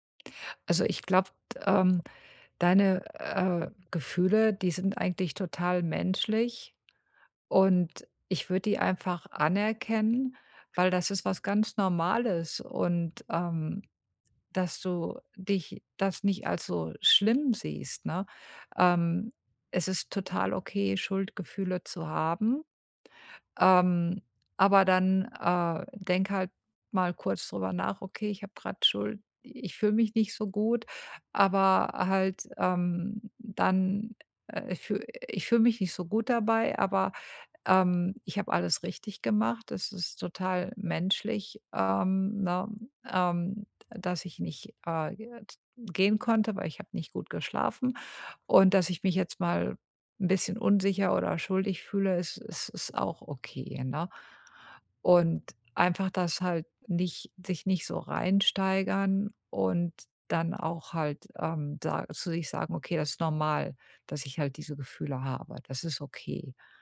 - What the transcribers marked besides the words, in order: none
- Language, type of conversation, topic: German, advice, Wie kann ich mit Schuldgefühlen umgehen, weil ich mir eine Auszeit vom Job nehme?